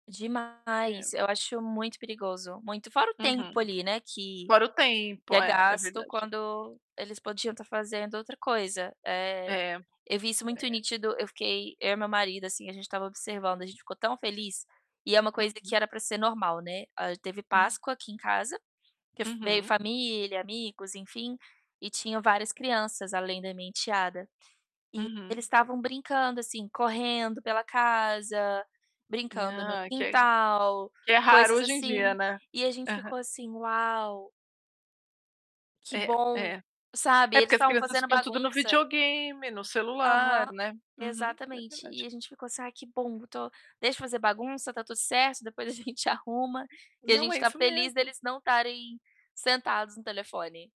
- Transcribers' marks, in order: distorted speech; tapping; static; other background noise; drawn out: "Uau!"
- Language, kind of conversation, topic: Portuguese, unstructured, Você acredita que a tecnologia pode aumentar a felicidade das pessoas?